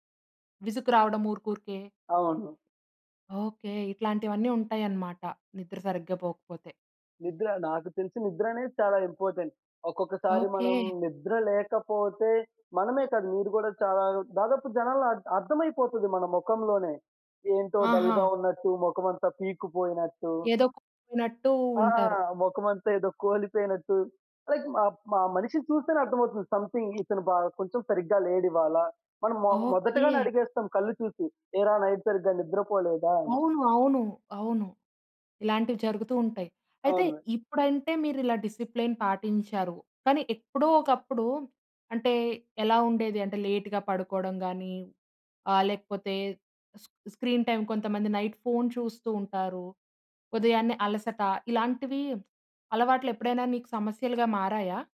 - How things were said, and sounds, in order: in English: "ఇంపార్టెంట్"; in English: "డల్‌గా"; in English: "లైక్"; in English: "సం‌థింగ్"; other background noise; in English: "నైట్"; in English: "డిసిప్లేన్"; in English: "లేట్‌గా"; in English: "స్క్రీన్‌టైమ్"; in English: "నైట్"
- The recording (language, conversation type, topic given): Telugu, podcast, నిద్రకు మంచి క్రమశిక్షణను మీరు ఎలా ఏర్పరుచుకున్నారు?